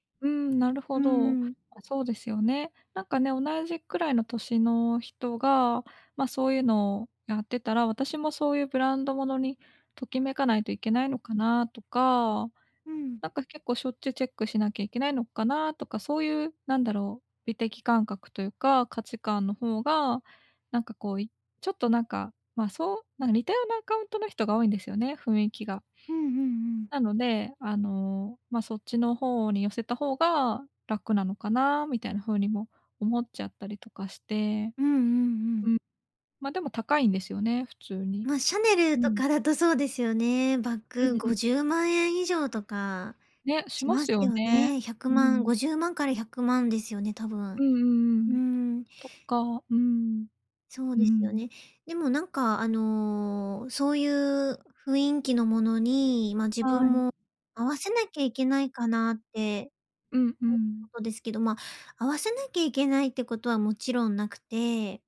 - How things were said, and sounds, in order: other background noise
- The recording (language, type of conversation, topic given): Japanese, advice, 他人と比べて物を買いたくなる気持ちをどうすればやめられますか？